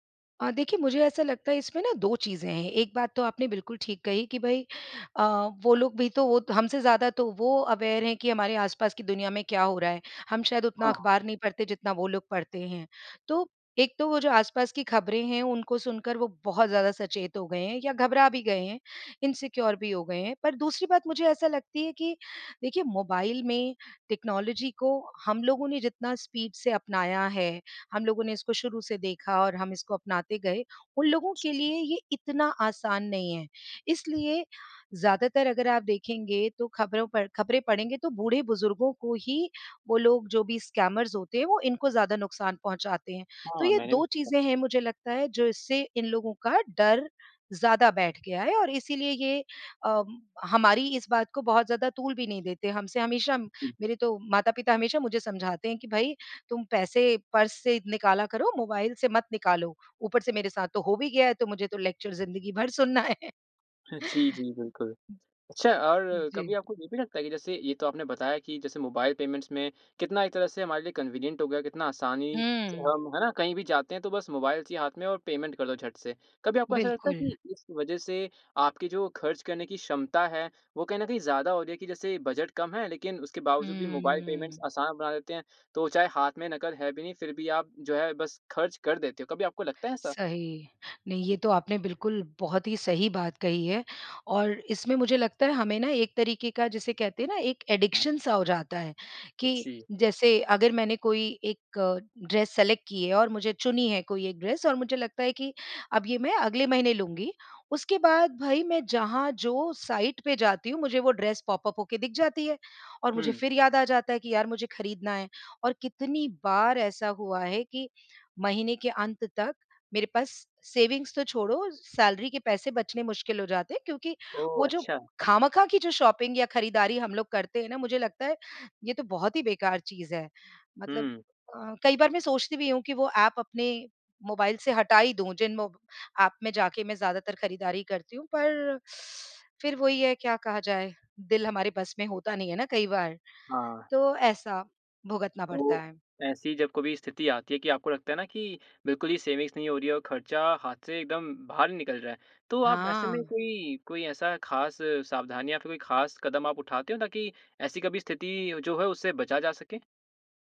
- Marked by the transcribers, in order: in English: "अवेयर"; in English: "इनसिक्योर"; in English: "टेक्नोलॉजी"; in English: "स्पीड"; other background noise; in English: "स्कैमर्स"; unintelligible speech; in English: "लेक्चर"; chuckle; laughing while speaking: "है"; chuckle; in English: "पेमेंट्स"; in English: "कन्वीनियंट"; in English: "पेमेंट"; in English: "पेमेंट्स"; in English: "एडिक्शन"; in English: "ड्रेस सेलेक्ट"; in English: "ड्रेस"; in English: "साईट"; in English: "ड्रेस पॉप अप"; in English: "सेविंग्स"; in English: "सैलरी"; in English: "शॉपिंग"; in English: "सेविंग्स"
- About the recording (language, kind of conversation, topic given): Hindi, podcast, मोबाइल भुगतान का इस्तेमाल करने में आपको क्या अच्छा लगता है और क्या बुरा लगता है?